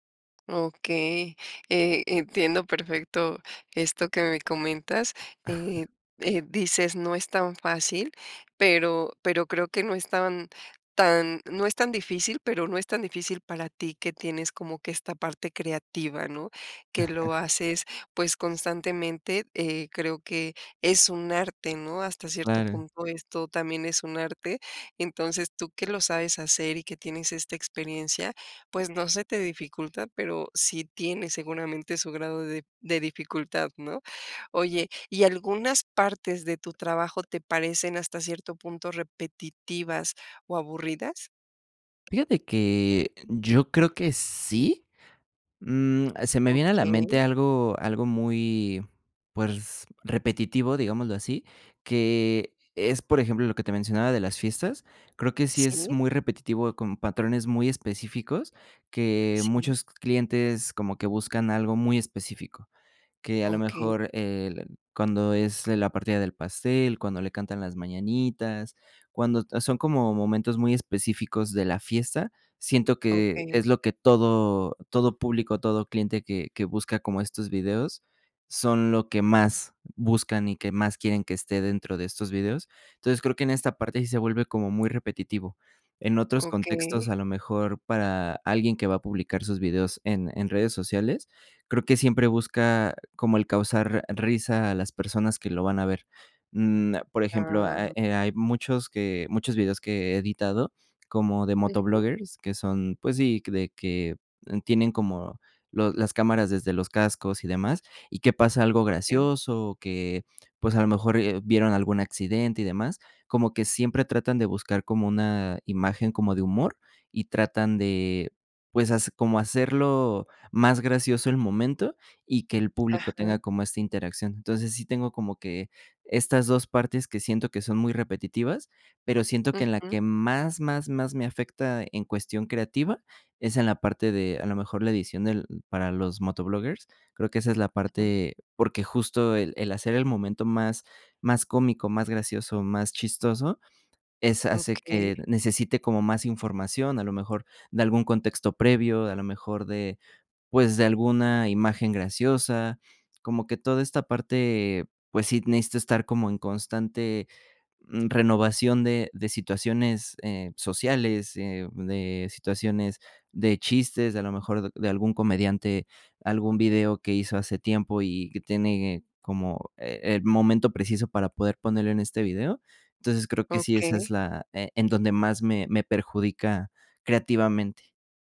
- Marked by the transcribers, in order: other background noise; chuckle; chuckle; tapping
- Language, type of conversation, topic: Spanish, advice, ¿Cómo puedo generar ideas frescas para mi trabajo de todos los días?